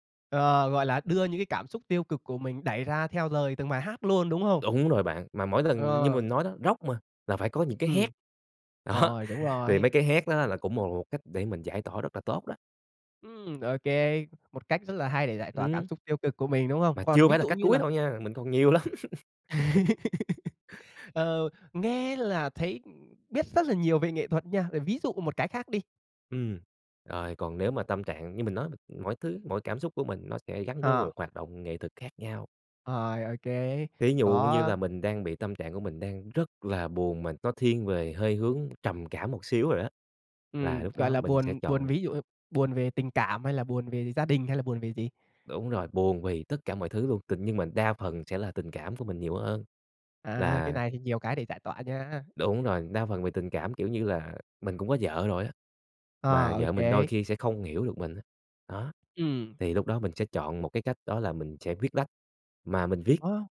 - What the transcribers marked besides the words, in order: tapping; laughing while speaking: "đó"; laugh; laughing while speaking: "lắm"; laugh
- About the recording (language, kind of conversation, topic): Vietnamese, podcast, Bạn đã từng dùng nghệ thuật để giải tỏa những cảm xúc khó khăn chưa?